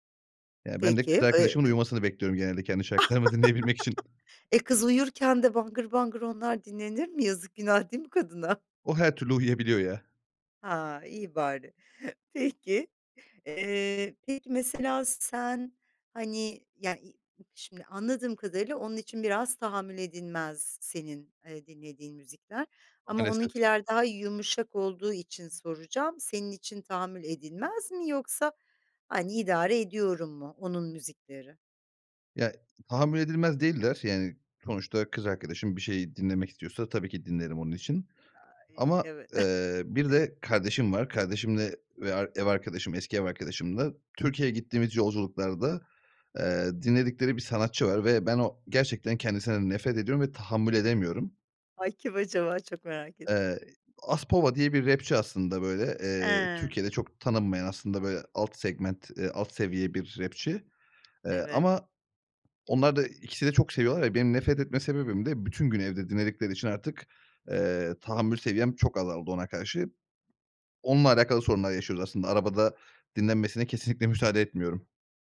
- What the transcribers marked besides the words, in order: laugh; laughing while speaking: "dinleyebilmek için"; other background noise; chuckle
- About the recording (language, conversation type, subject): Turkish, podcast, İki farklı müzik zevkini ortak bir çalma listesinde nasıl dengelersin?